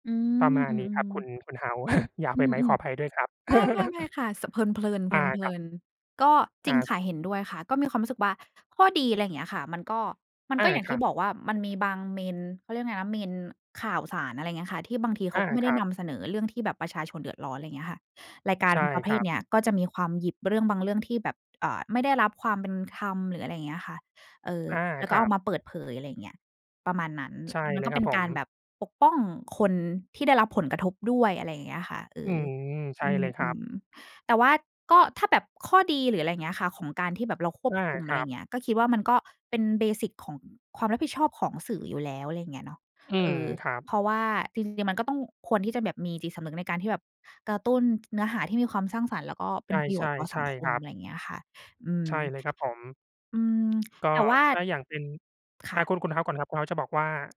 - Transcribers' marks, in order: chuckle; chuckle; in English: "main"; in English: "main"; other background noise; in English: "เบสิก"
- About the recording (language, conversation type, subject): Thai, unstructured, รายการบันเทิงที่จงใจสร้างความขัดแย้งเพื่อเรียกเรตติ้งควรถูกควบคุมหรือไม่?